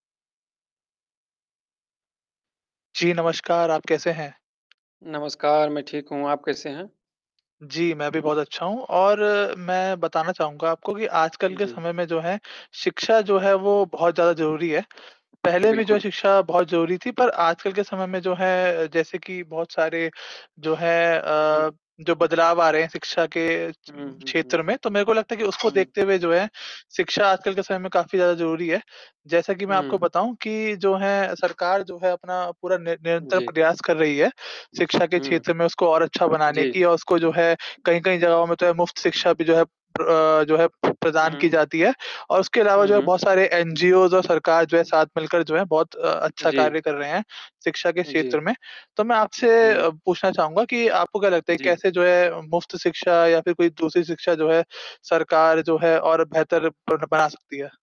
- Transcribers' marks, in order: static; other background noise; tapping; distorted speech; in English: "एनजीओज़"
- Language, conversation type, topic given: Hindi, unstructured, क्या सरकार को मुफ्त शिक्षा को और बेहतर बनाना चाहिए?